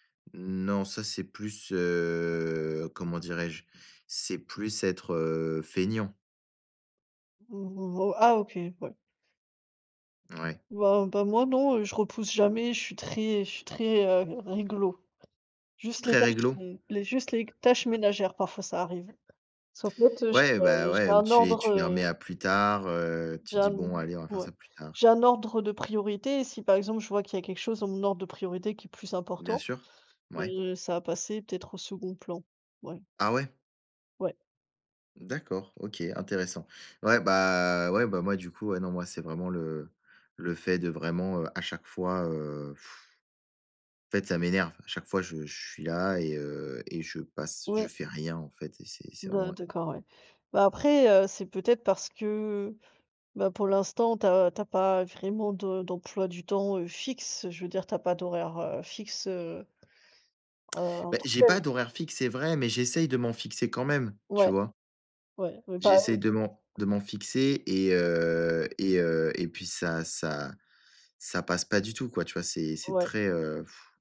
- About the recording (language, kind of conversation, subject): French, unstructured, Quelles stratégies peuvent vous aider à surmonter la procrastination ?
- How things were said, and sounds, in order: drawn out: "heu"; unintelligible speech; other background noise; unintelligible speech; tapping; drawn out: "bah"; sigh; drawn out: "heu"; unintelligible speech; sigh